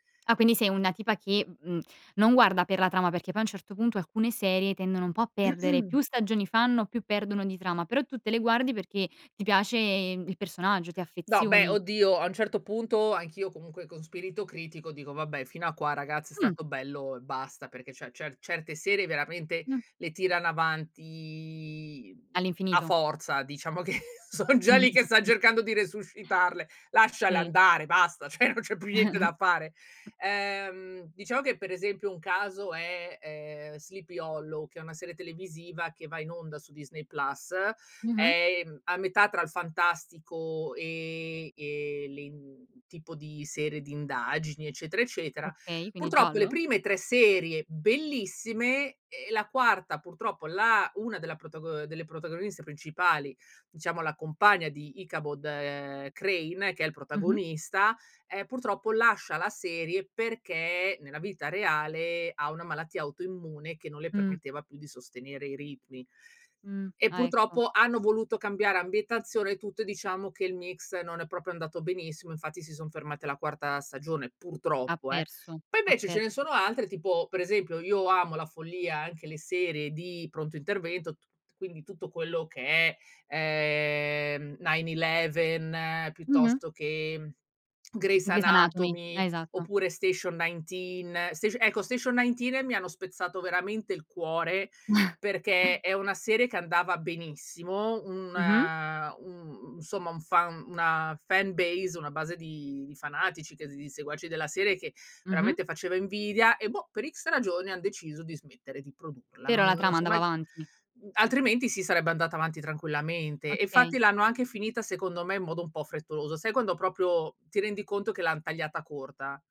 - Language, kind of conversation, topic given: Italian, podcast, Come descriveresti la tua esperienza con la visione in streaming e le maratone di serie o film?
- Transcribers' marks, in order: throat clearing; laughing while speaking: "che"; chuckle; chuckle; tapping; laughing while speaking: "cioè non c'è più niente"; chuckle; in English: "fanbase"